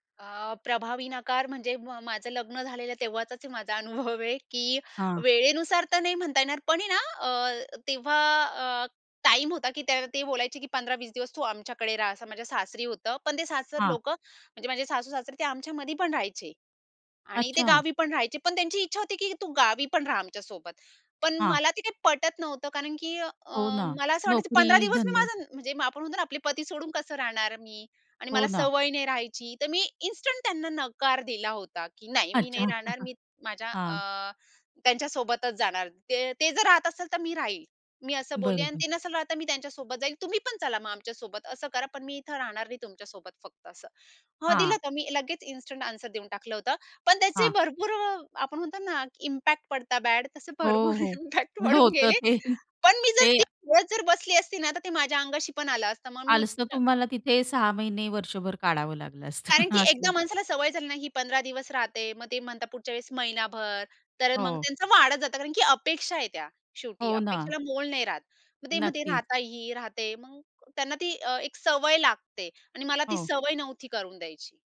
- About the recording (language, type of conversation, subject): Marathi, podcast, वेळ नसेल तर तुम्ही नकार कसा देता?
- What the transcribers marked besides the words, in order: laughing while speaking: "अनुभव"; in English: "इन्स्टंट"; laughing while speaking: "अच्छा"; chuckle; "असतील" said as "असतल"; in English: "इन्स्टंट आन्सर"; in English: "इम्पॅक्ट"; in English: "बॅड"; laughing while speaking: "भरपूर इम्पॅक्ट पडून गेले"; in English: "इम्पॅक्ट"; laughing while speaking: "होतं ते"; unintelligible speech; laughing while speaking: "असतं"